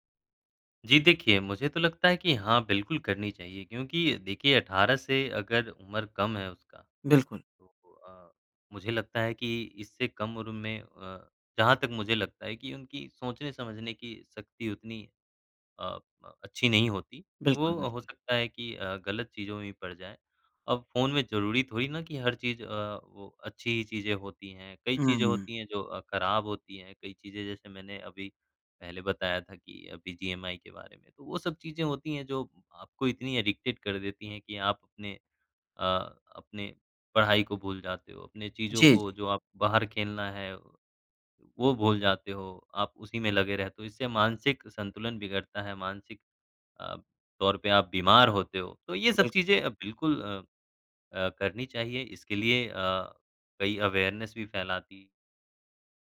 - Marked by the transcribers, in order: in English: "एडिक्टेड"; in English: "अवेयरनेस"
- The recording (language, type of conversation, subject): Hindi, podcast, किसके फोन में झांकना कब गलत माना जाता है?